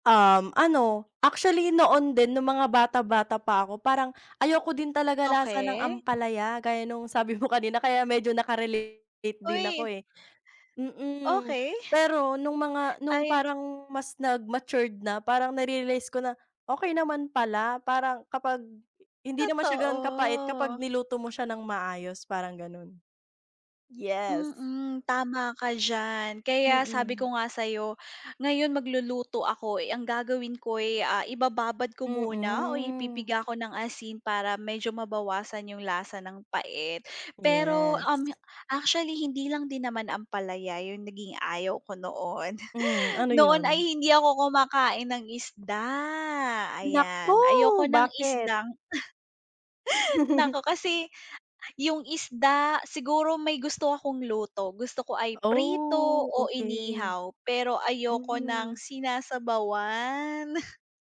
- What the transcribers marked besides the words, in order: tapping; chuckle; laugh
- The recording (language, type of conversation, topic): Filipino, unstructured, Ano ang pinakakakaibang lasa na naranasan mo sa pagkain?
- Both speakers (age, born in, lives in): 18-19, Philippines, Philippines; 30-34, Philippines, Philippines